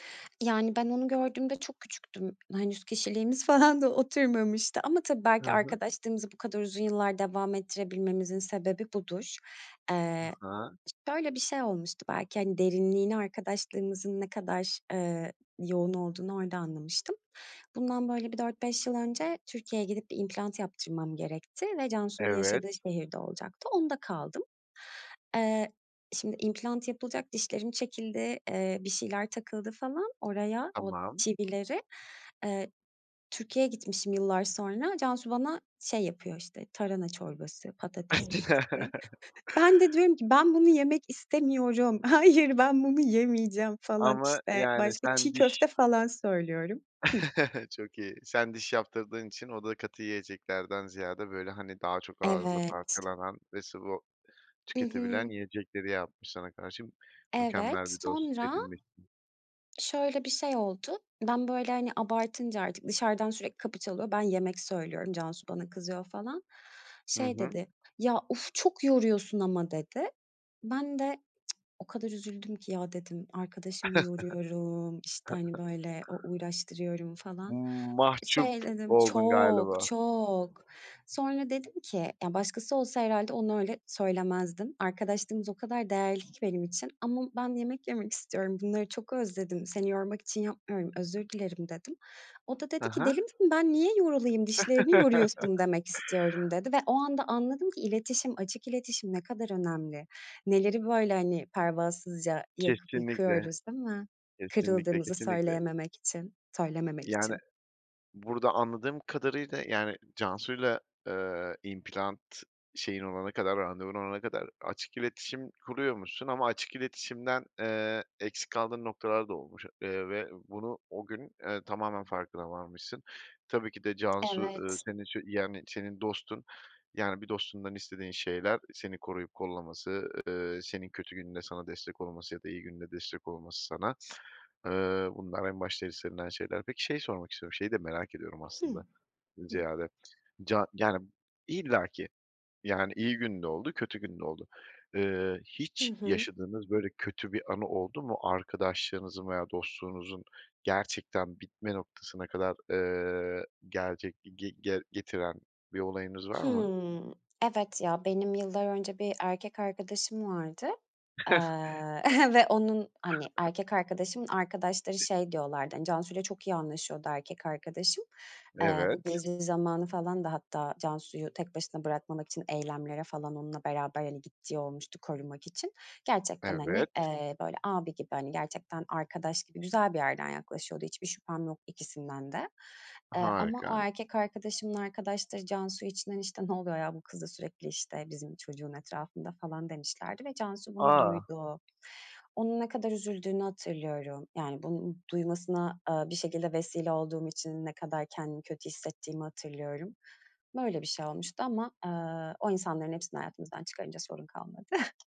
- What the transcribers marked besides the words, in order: laughing while speaking: "falan da oturmamıştı"; other background noise; chuckle; put-on voice: "Ben bunu yemek istemiyorum. Hayır, ben bunu yemeyeceğim"; tapping; chuckle; tsk; chuckle; drawn out: "çok çok"; chuckle; "değil mi" said as "di mi"; chuckle; chuckle
- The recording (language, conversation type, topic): Turkish, podcast, En yakın dostluğunuz nasıl başladı, kısaca anlatır mısınız?